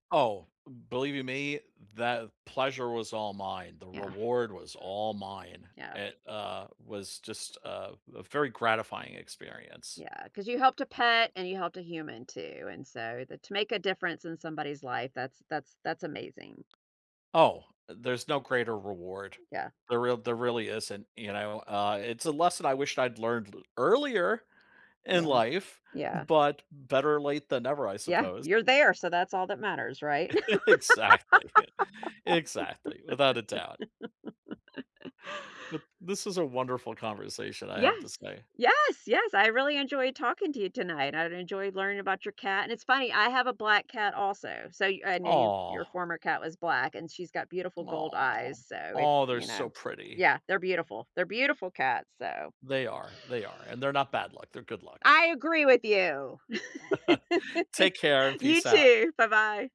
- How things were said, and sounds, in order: other background noise; tapping; chuckle; laugh; chuckle; laugh
- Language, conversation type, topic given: English, unstructured, How can pets help teach empathy?